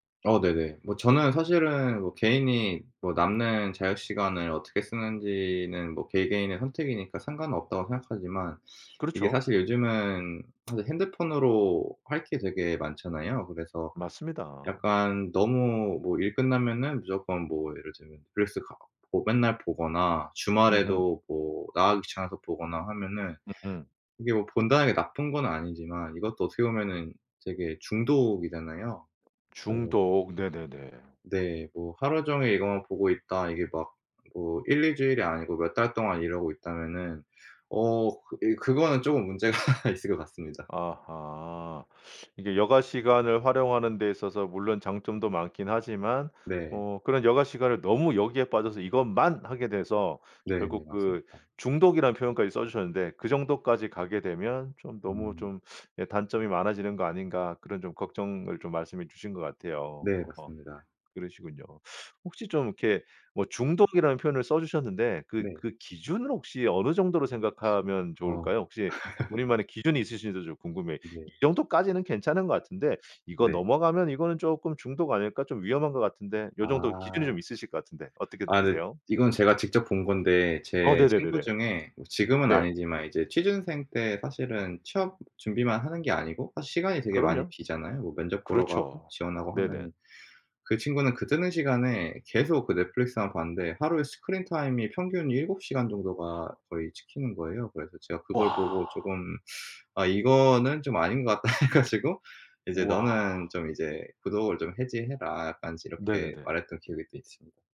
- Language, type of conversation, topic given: Korean, podcast, 넷플릭스 같은 플랫폼이 콘텐츠 소비를 어떻게 바꿨나요?
- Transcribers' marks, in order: tapping; other background noise; laughing while speaking: "문제가"; teeth sucking; laugh; in English: "스크린타임이"; teeth sucking; laughing while speaking: "해 가지고"